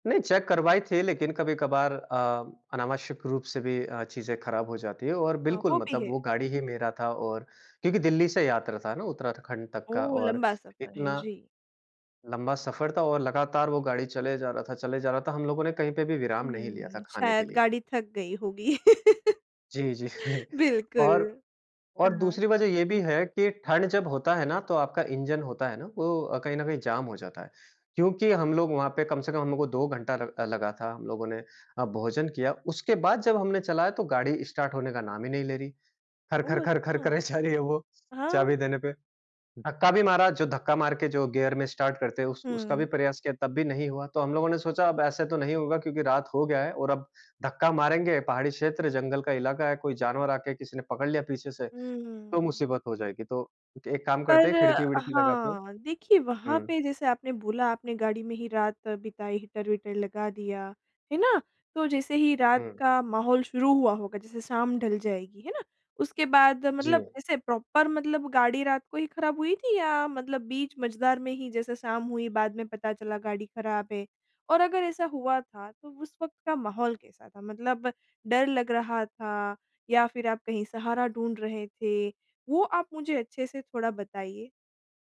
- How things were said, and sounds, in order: chuckle; laugh; joyful: "बिल्कुल"; in English: "स्टार्ट"; laughing while speaking: "करे जा रही है वो"; surprised: "ओह, अच्छा!"; in English: "स्टार्ट"; in English: "प्रॉपर"
- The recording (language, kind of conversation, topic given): Hindi, podcast, कहीं फँस जाने पर आपको रात वहीं गुज़ारनी पड़ी थी, वह रात कैसी थी?